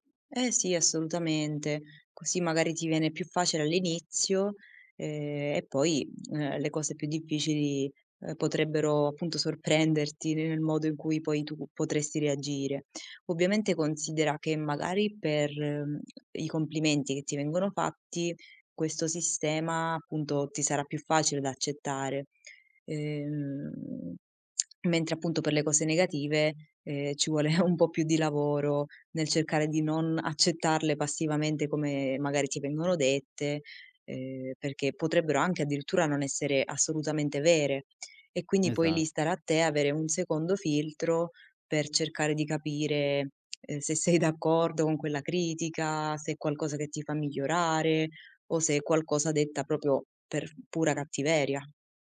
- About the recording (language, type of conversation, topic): Italian, advice, Perché faccio fatica ad accettare i complimenti e tendo a minimizzare i miei successi?
- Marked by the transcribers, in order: tongue click; laughing while speaking: "un po' più"; tapping; "proprio" said as "propio"